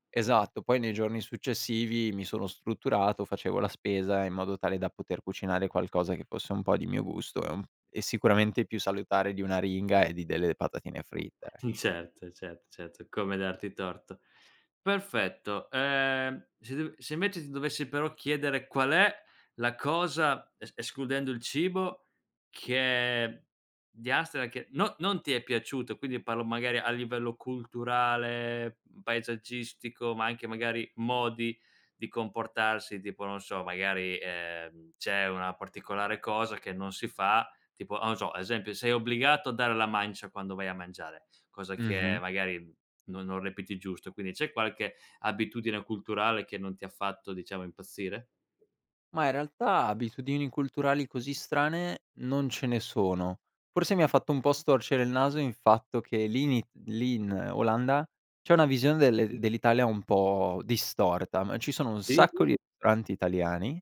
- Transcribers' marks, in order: other background noise; chuckle; "Amsterdam" said as "Amsteda"; "reputi" said as "repiti"; unintelligible speech
- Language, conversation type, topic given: Italian, podcast, Ti è mai capitato di perderti in una città straniera?